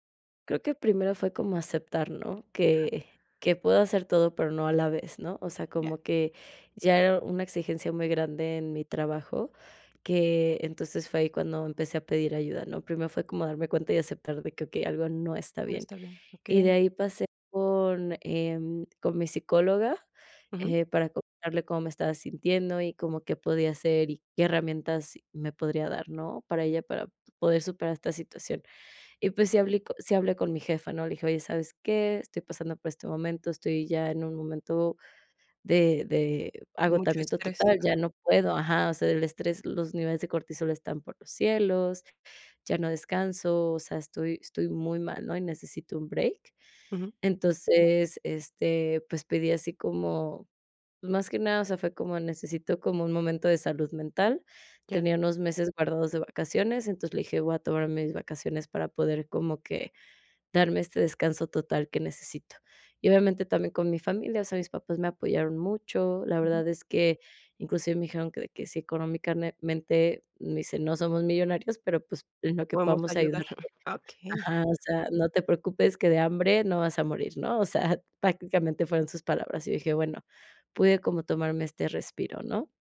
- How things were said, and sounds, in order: other background noise; chuckle
- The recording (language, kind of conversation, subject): Spanish, podcast, ¿Cómo equilibras el trabajo y el descanso durante tu recuperación?